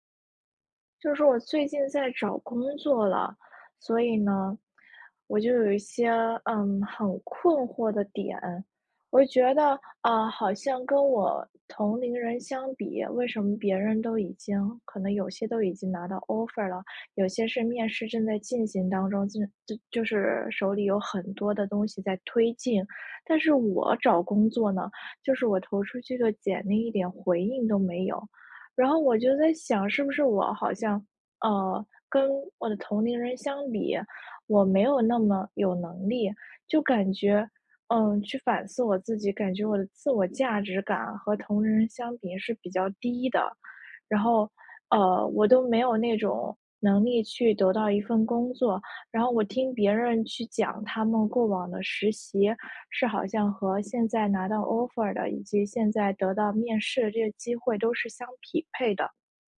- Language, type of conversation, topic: Chinese, advice, 你会因为和同龄人比较而觉得自己的自我价值感下降吗？
- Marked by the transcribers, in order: in English: "Offer"; in English: "Offer"